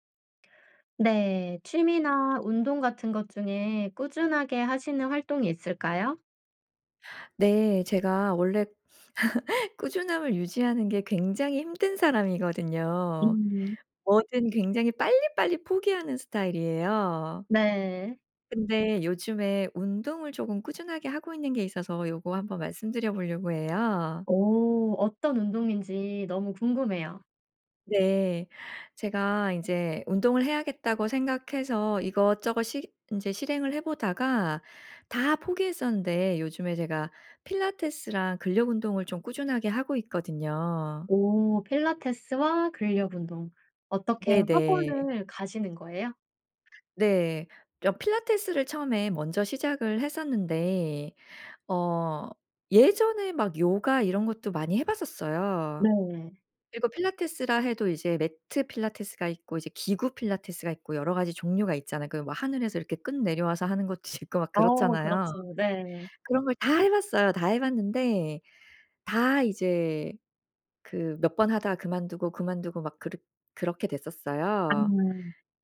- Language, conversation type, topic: Korean, podcast, 꾸준함을 유지하는 비결이 있나요?
- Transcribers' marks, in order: laugh; other background noise; laughing while speaking: "있고"